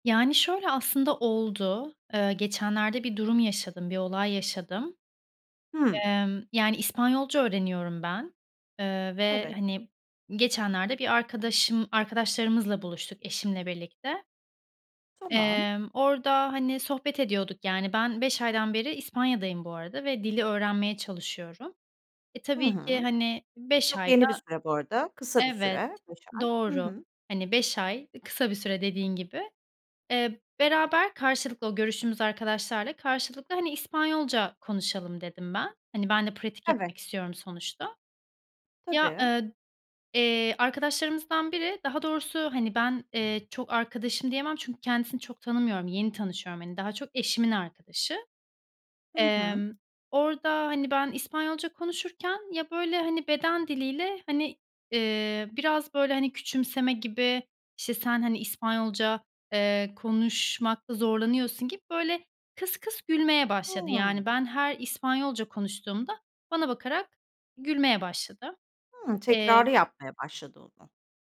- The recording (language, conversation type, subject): Turkish, podcast, Dil üzerinden yapılan ayrımcılığa şahit oldun mu, nasıl tepki verdin?
- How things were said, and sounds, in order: other background noise